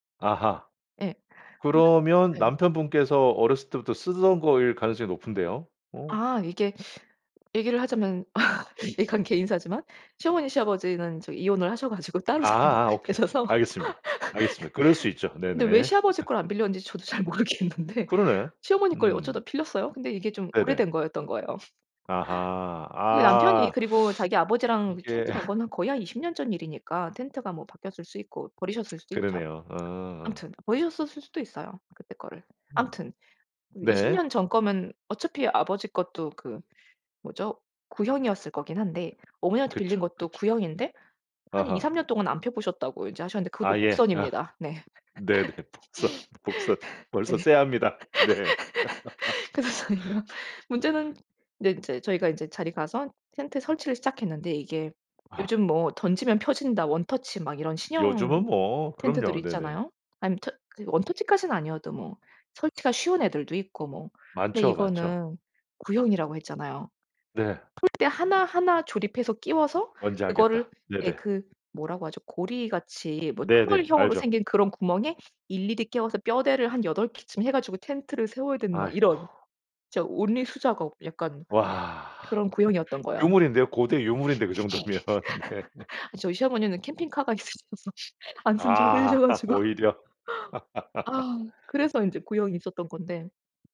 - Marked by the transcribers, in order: other background noise; laugh; laughing while speaking: "따로 살고 계셔서"; laugh; laugh; laughing while speaking: "저도 잘 모르겠는데"; laugh; laugh; tsk; laugh; laughing while speaking: "네네. 복선, 복선. 벌써 쎄합니다. 네"; laugh; laughing while speaking: "그래서 저희가"; laugh; laugh; in English: "온리"; laughing while speaking: "그 정도면. 네"; laugh; laughing while speaking: "있으셔서 안 쓴 지 오래되셔 가지고"; laugh
- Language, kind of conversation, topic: Korean, podcast, 예상치 못한 실패가 오히려 도움이 된 경험이 있으신가요?